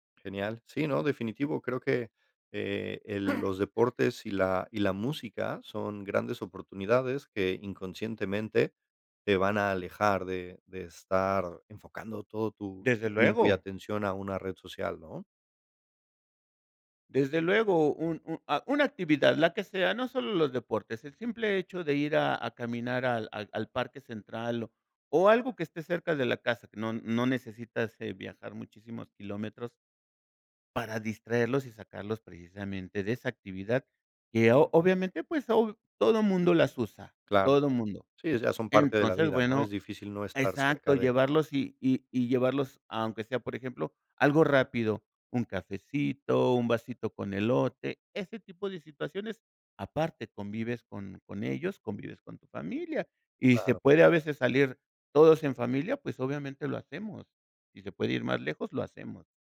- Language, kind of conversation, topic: Spanish, podcast, ¿Qué haces cuando te sientes saturado por las redes sociales?
- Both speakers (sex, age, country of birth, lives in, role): male, 35-39, Mexico, Poland, host; male, 55-59, Mexico, Mexico, guest
- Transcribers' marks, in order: other background noise